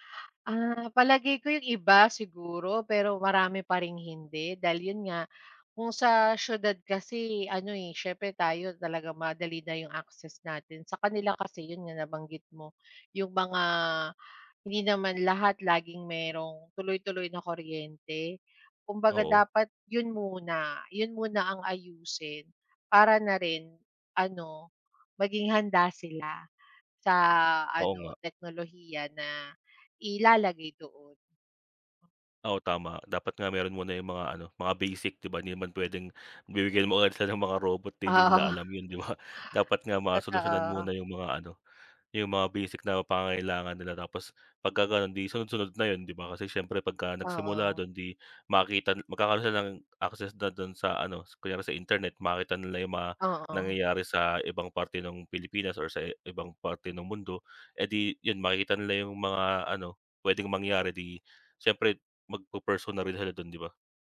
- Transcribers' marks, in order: laughing while speaking: "Oo"; scoff; tapping; other background noise
- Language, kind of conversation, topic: Filipino, unstructured, Paano mo nakikita ang magiging kinabukasan ng teknolohiya sa Pilipinas?